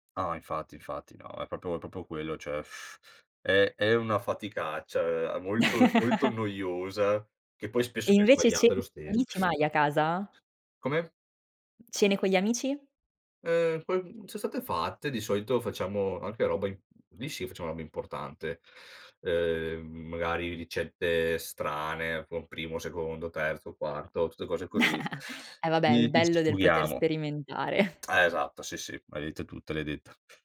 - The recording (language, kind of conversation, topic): Italian, podcast, Cosa ti attrae nel cucinare per piacere e non per lavoro?
- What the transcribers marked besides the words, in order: "cioè" said as "ceh"; lip trill; chuckle; other background noise; tapping; chuckle; chuckle; tsk